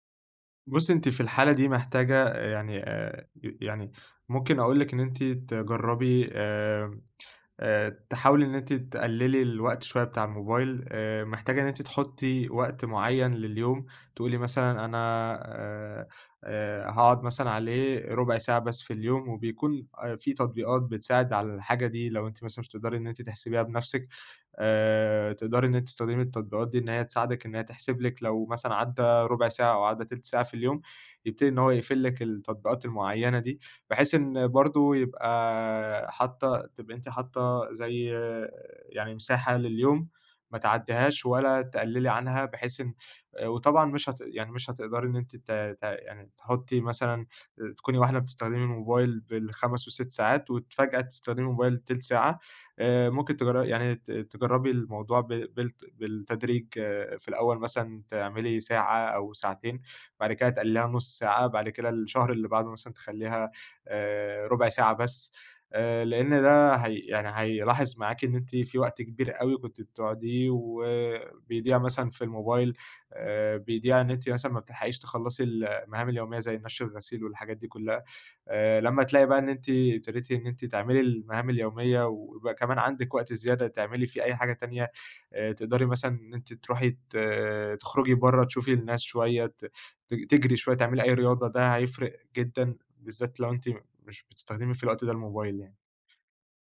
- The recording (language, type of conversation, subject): Arabic, advice, إزاي الموبايل والسوشيال ميديا بيشتتوا انتباهك طول الوقت؟
- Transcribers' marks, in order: tapping